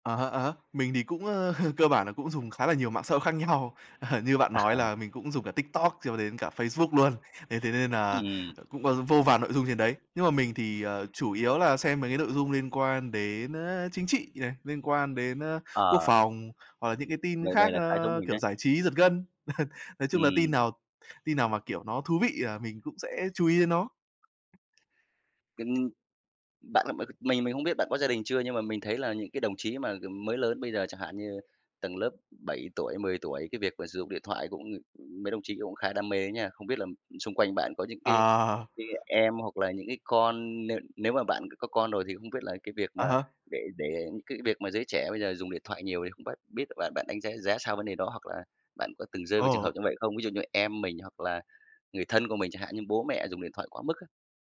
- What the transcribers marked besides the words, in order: chuckle; laughing while speaking: "nhau"; laughing while speaking: "À"; laugh; other background noise; chuckle; tapping; laughing while speaking: "Ờ"
- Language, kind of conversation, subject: Vietnamese, podcast, Bạn làm thế nào để cân bằng thời gian dùng màn hình với cuộc sống thực?